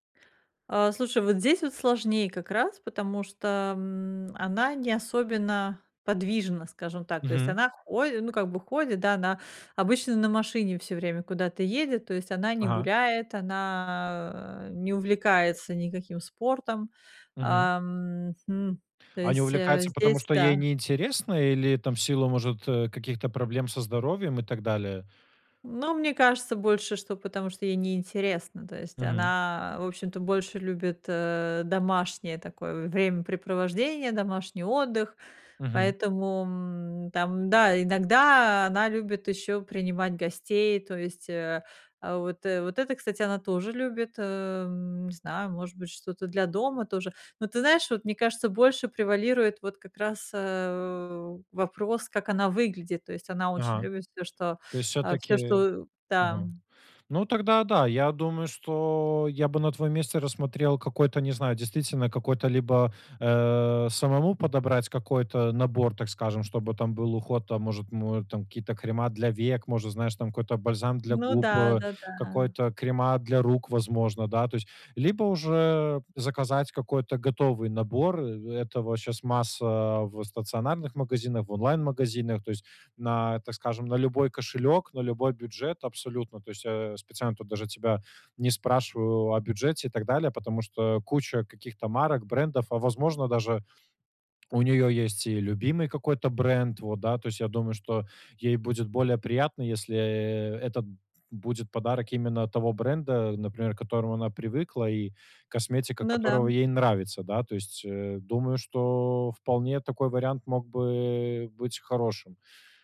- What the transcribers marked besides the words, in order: tapping; other background noise
- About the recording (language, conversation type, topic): Russian, advice, Как выбрать подходящий подарок для людей разных типов?